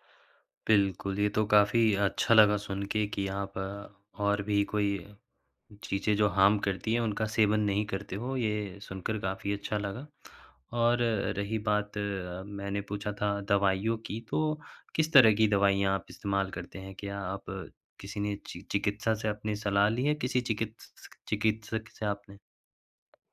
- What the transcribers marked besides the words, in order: in English: "हार्म"; tapping
- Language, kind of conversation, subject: Hindi, advice, स्क्रीन देर तक देखने के बाद नींद न आने की समस्या